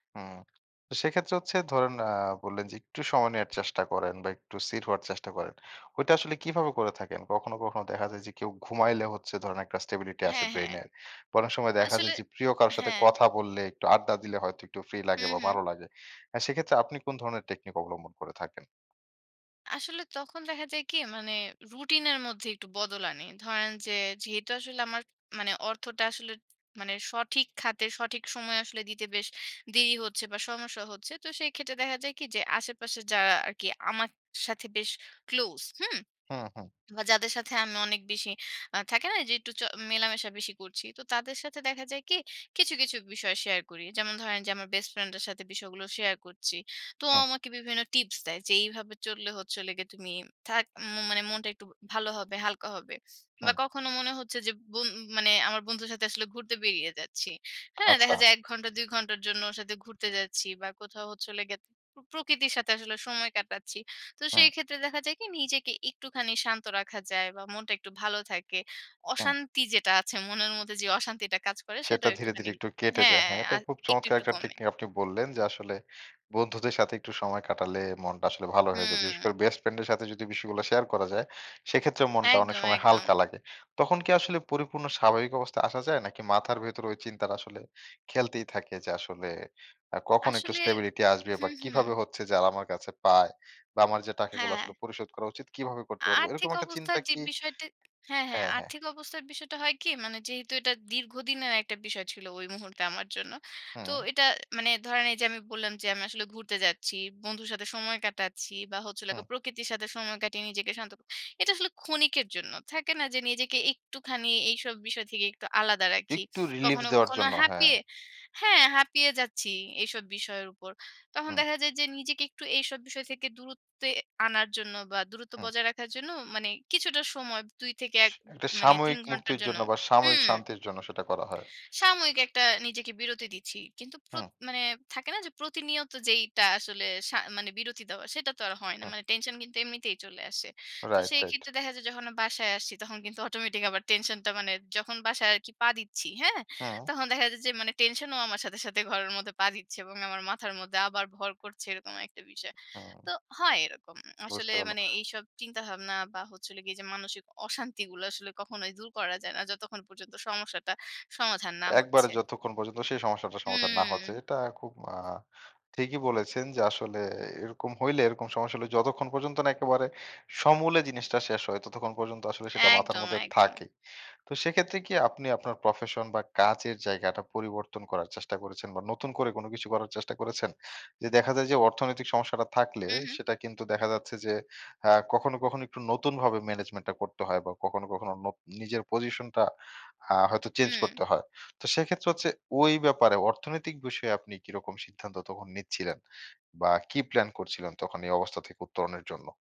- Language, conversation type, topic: Bengali, podcast, আর্থিক কষ্টে মানসিকভাবে টিকে থাকতে কী করো?
- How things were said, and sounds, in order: "স্থির" said as "ছির"; in English: "stability"; tapping; swallow; in English: "স্টেবিলিটি"; in English: "রিলিফ"; scoff